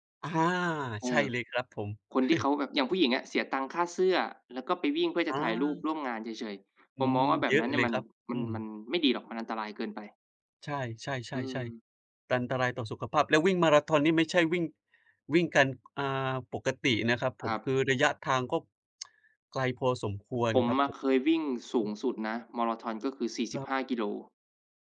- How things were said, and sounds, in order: chuckle; "อันตราย" said as "ตันตราย"; tsk
- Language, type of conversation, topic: Thai, unstructured, คุณคิดว่าการออกกำลังกายสำคัญต่อชีวิตอย่างไร?